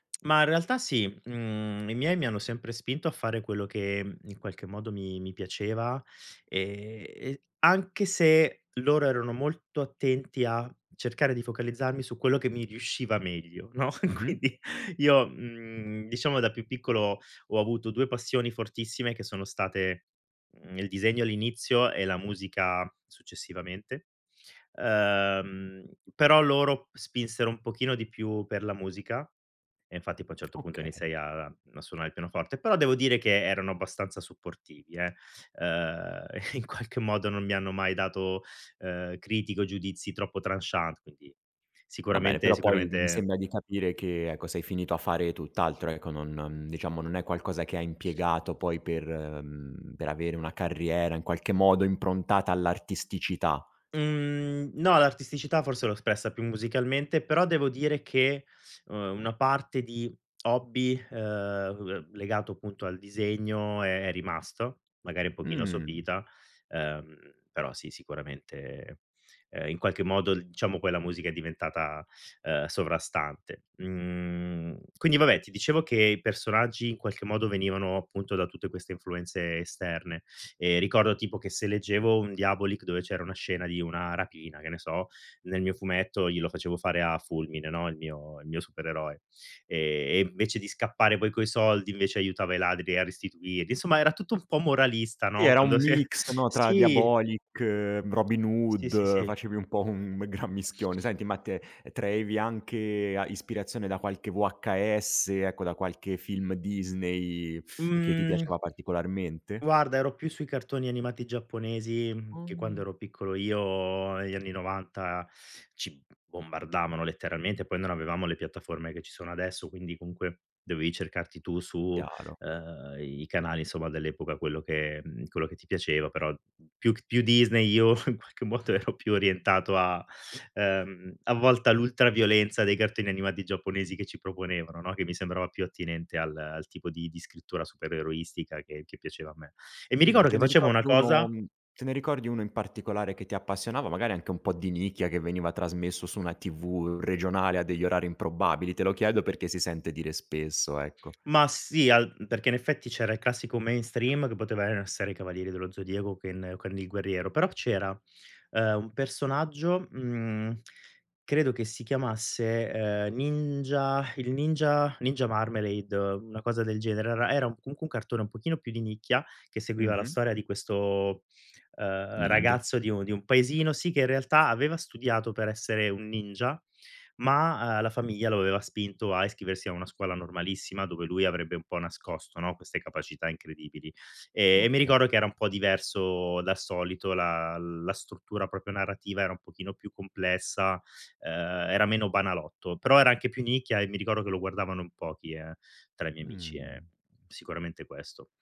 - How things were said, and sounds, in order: tsk; laughing while speaking: "E quindi io"; laughing while speaking: "in qualche modo"; other background noise; in French: "tranchant"; tapping; laughing while speaking: "quando si è"; laughing while speaking: "un gran mischione"; laughing while speaking: "io in qualche modo ero"; tsk; in English: "mainstream"; "proprio" said as "propio"
- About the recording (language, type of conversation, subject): Italian, podcast, Hai mai creato fumetti, storie o personaggi da piccolo?